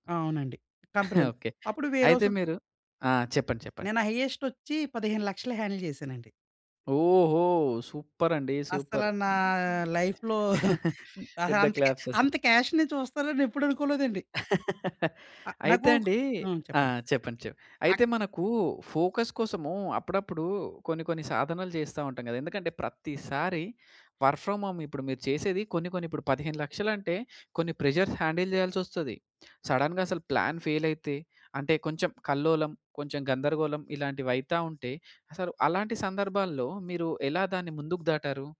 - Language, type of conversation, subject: Telugu, podcast, ఇంటినుంచి పని చేస్తున్నప్పుడు మీరు దృష్టి నిలబెట్టుకోవడానికి ఏ పద్ధతులు పాటిస్తారు?
- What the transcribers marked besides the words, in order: chuckle; in English: "హైయెస్ట్"; in English: "హ్యాండిల్"; drawn out: "ఓహో!"; in English: "సూపర్"; in English: "సూపర్"; in English: "లైఫ్‌లో"; other background noise; chuckle; in English: "క్లాప్స్"; in English: "క్యాష్‌ని"; tapping; laugh; in English: "ఫోకస్"; in English: "వర్క్ ఫ్రామ్ హోమ్"; in English: "ప్రెషర్స్ హ్యాండిల్"; in English: "సడన్‌గా"; in English: "ప్లాన్ ఫెయిల్"